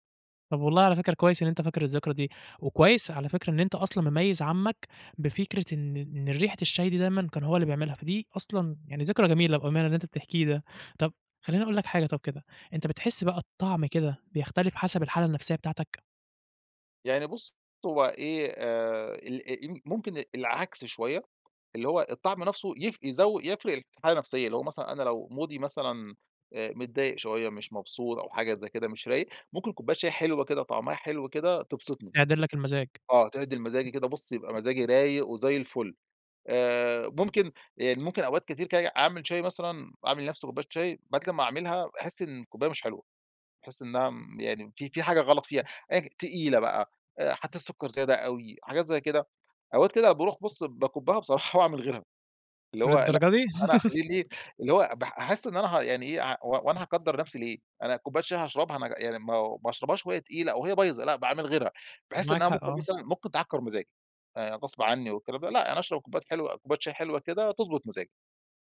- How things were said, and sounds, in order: tapping; unintelligible speech; in English: "مودي"; "مبسوط" said as "مبصور"; other background noise; laughing while speaking: "بصراحة"; laugh
- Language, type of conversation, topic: Arabic, podcast, إيه عاداتك مع القهوة أو الشاي في البيت؟